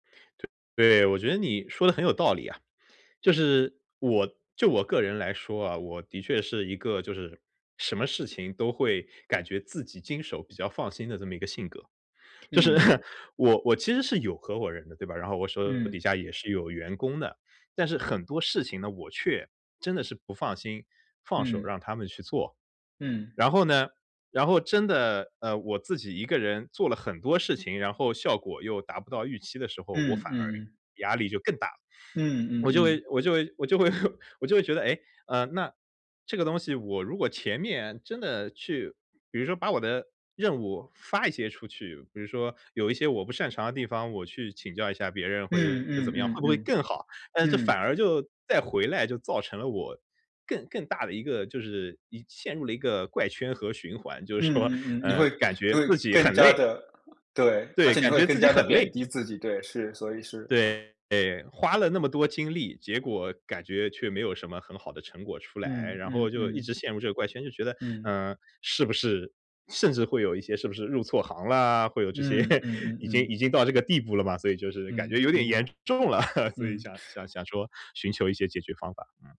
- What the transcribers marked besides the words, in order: laughing while speaking: "就是"; laugh; other background noise; laughing while speaking: "会"; laugh; laughing while speaking: "说"; laughing while speaking: "这些"; laughing while speaking: "严重了"; laugh; inhale
- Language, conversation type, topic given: Chinese, advice, 失败时我该如何不贬低自己？